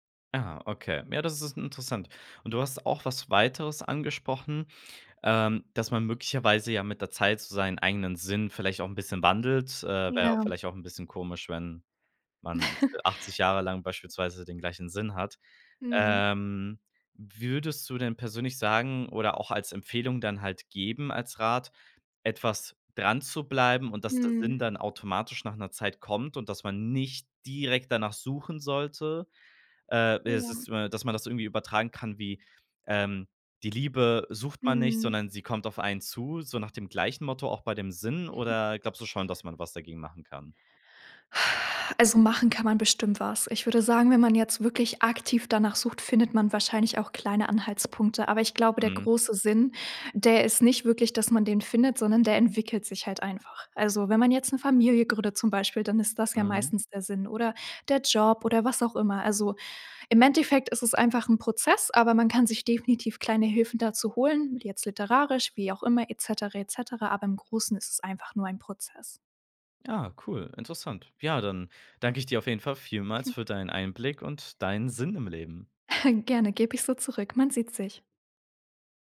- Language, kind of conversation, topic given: German, podcast, Was würdest du einem Freund raten, der nach Sinn im Leben sucht?
- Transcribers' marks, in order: chuckle; stressed: "direkt"; unintelligible speech; chuckle; exhale; chuckle; chuckle